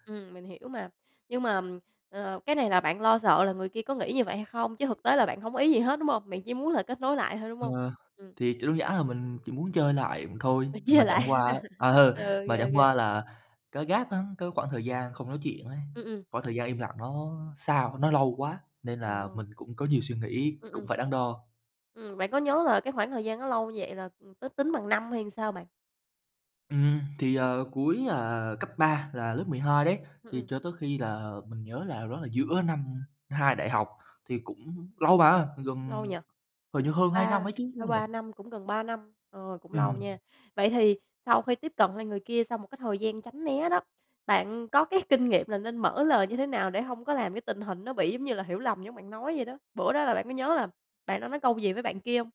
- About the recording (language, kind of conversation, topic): Vietnamese, podcast, Làm thế nào để tái kết nối với nhau sau một mâu thuẫn kéo dài?
- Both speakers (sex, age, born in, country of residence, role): female, 25-29, Vietnam, Vietnam, host; male, 20-24, Vietnam, Vietnam, guest
- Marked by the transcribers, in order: other background noise; laughing while speaking: "Đòi chơi lại"; chuckle; in English: "gap"; tapping; laughing while speaking: "cái"